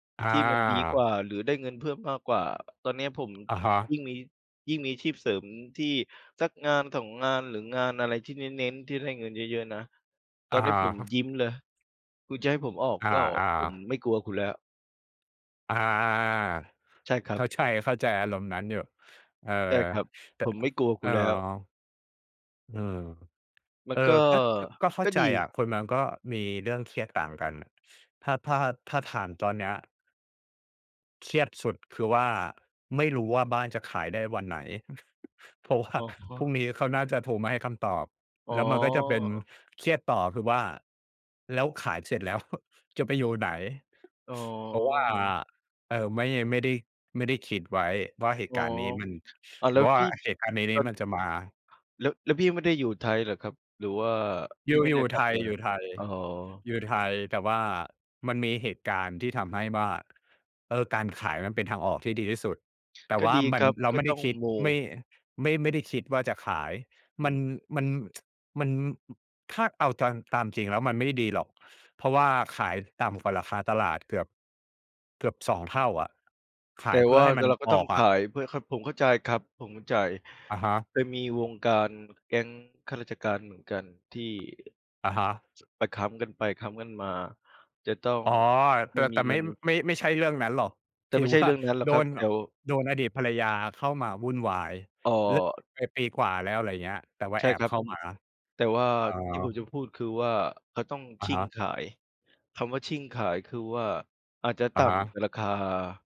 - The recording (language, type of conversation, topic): Thai, unstructured, เวลาเหนื่อยใจ คุณชอบทำอะไรเพื่อผ่อนคลาย?
- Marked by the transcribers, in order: tapping; other background noise; chuckle; chuckle; tsk